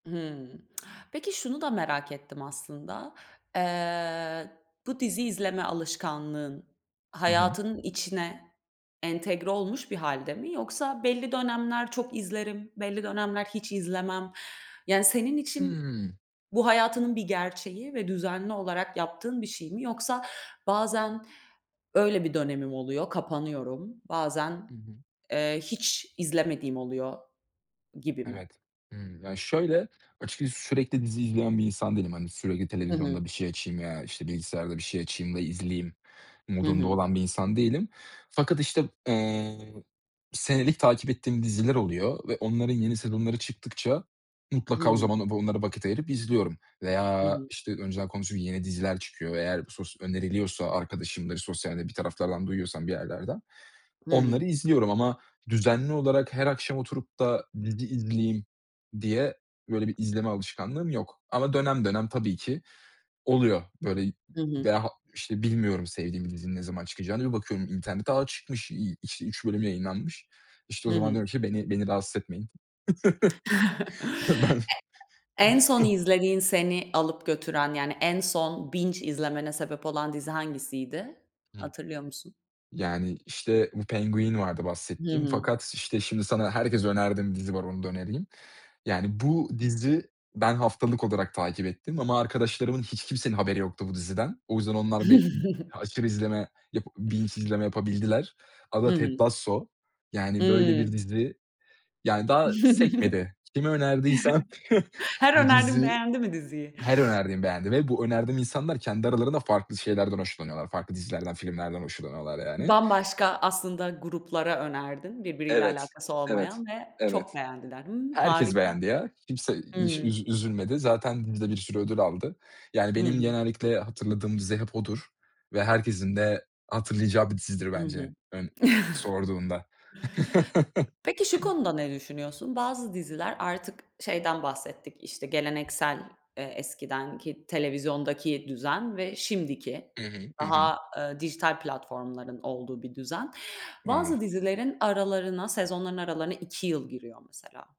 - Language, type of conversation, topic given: Turkish, podcast, Art arda dizi izleme alışkanlığın var mı, sence bunun faydaları ve zararları neler?
- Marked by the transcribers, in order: tsk; other background noise; chuckle; chuckle; giggle; in English: "binge"; chuckle; tapping; in English: "binge"; chuckle; laugh; chuckle; laugh; unintelligible speech